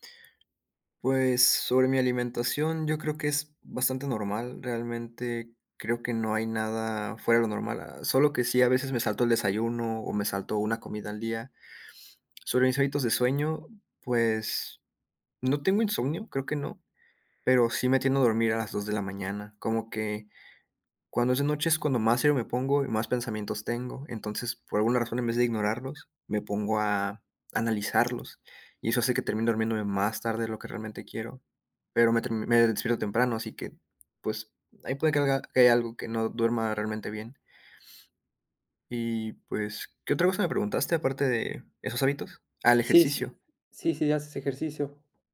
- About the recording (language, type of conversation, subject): Spanish, advice, ¿Por qué me siento emocionalmente desconectado de mis amigos y mi familia?
- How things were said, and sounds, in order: none